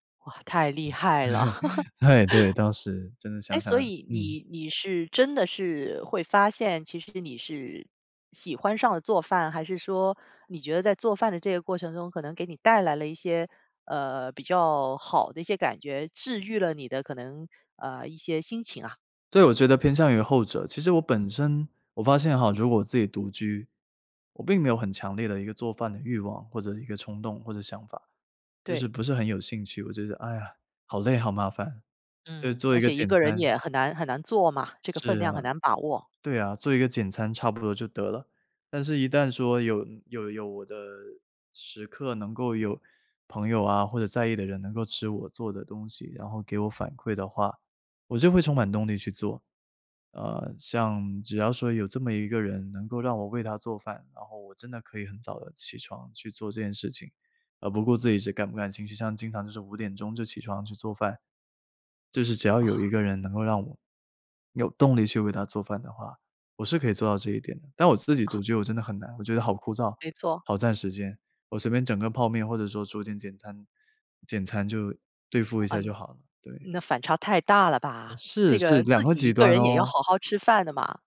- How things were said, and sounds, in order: other background noise; chuckle
- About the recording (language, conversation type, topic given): Chinese, podcast, 你是怎么开始学做饭的？